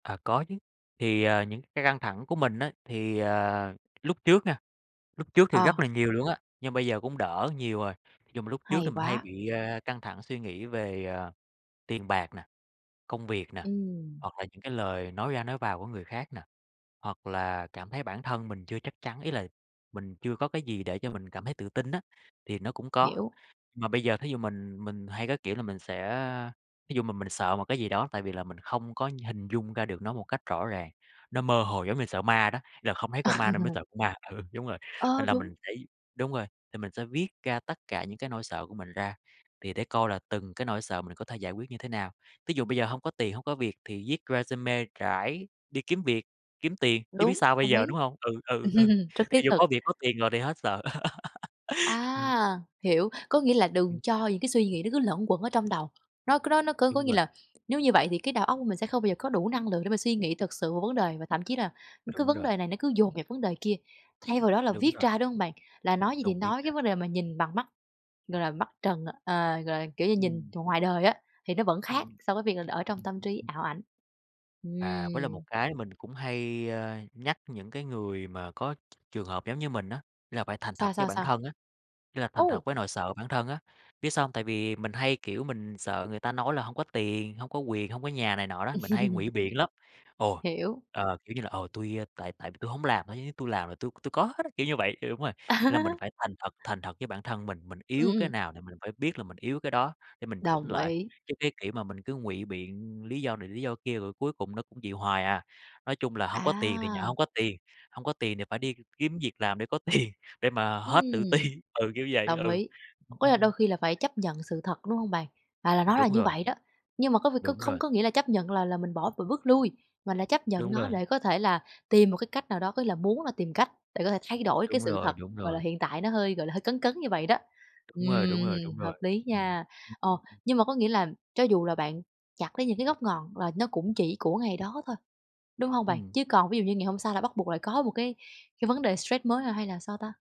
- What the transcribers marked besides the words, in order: other background noise; tapping; laughing while speaking: "ừ"; in English: "rê-su-mê"; "resume" said as "rê-su-mê"; chuckle; laughing while speaking: "ừ"; laugh; laughing while speaking: "tiền"; laughing while speaking: "ti"
- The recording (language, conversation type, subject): Vietnamese, podcast, Bạn có thể kể về một thói quen hằng ngày giúp bạn giảm căng thẳng không?